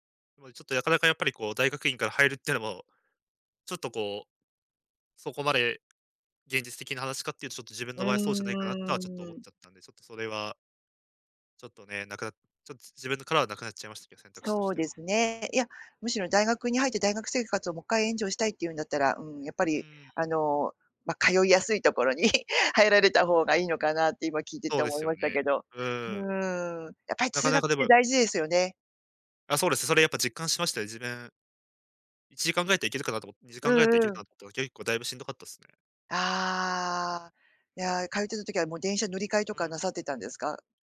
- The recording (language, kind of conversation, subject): Japanese, advice, 学校に戻って学び直すべきか、どう判断すればよいですか？
- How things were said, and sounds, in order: drawn out: "うーん"; laughing while speaking: "ところに"